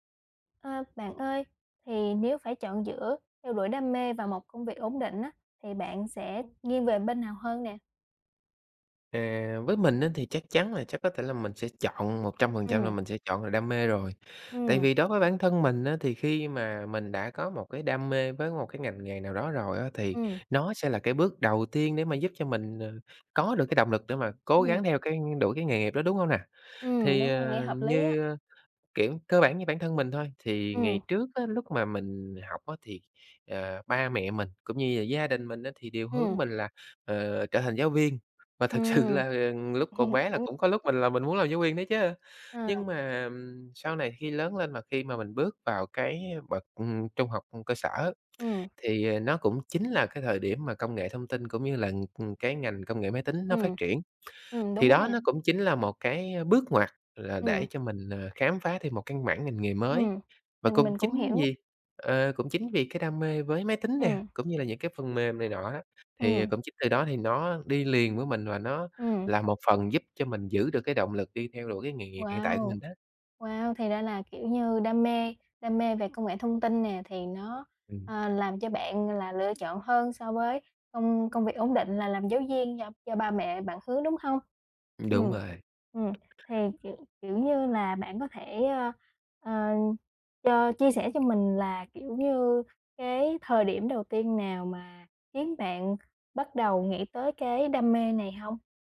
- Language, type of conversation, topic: Vietnamese, podcast, Bạn nghĩ thế nào về việc theo đuổi đam mê hay chọn một công việc ổn định?
- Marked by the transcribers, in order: tapping; other background noise; chuckle; unintelligible speech